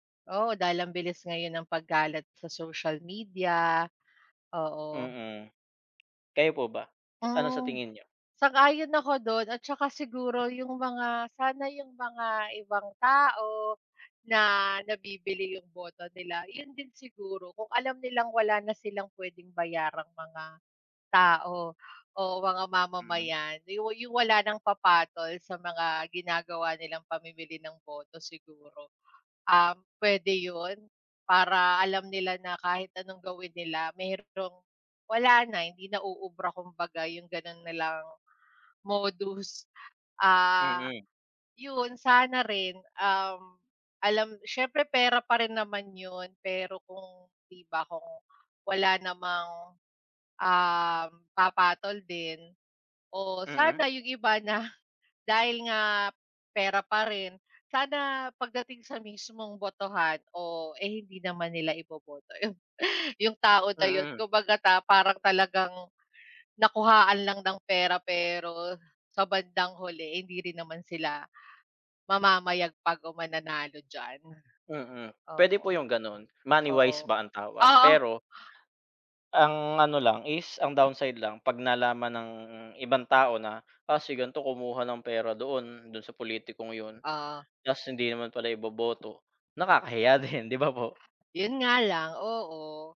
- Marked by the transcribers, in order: tapping; other background noise; laughing while speaking: "'yon, yung tao na 'yon"; laughing while speaking: "din"
- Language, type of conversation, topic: Filipino, unstructured, Ano ang nararamdaman mo kapag may mga isyu ng pandaraya sa eleksiyon?